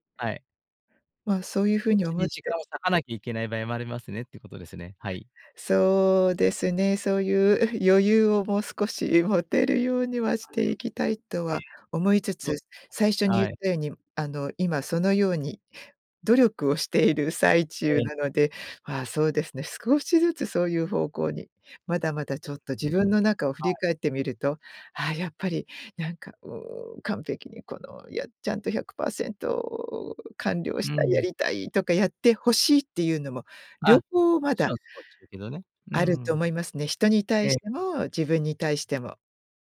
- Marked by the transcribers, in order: chuckle; unintelligible speech; other background noise; unintelligible speech
- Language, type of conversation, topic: Japanese, podcast, 完璧主義を手放すコツはありますか？